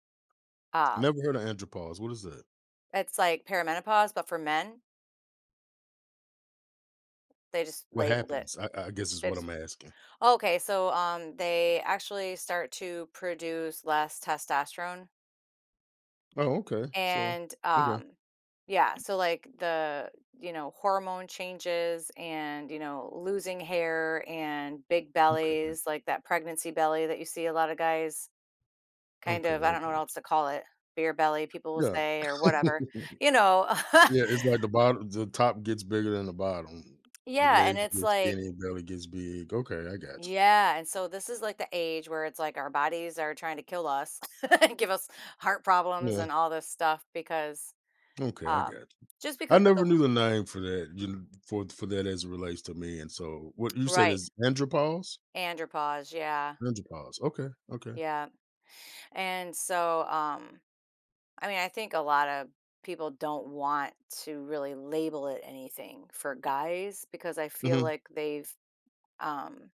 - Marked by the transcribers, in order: other background noise; tapping; laugh; chuckle; laugh
- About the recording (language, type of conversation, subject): English, advice, How can I plan and stay grounded while navigating a major life change?
- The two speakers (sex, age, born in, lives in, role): female, 55-59, United States, United States, user; male, 50-54, United States, United States, advisor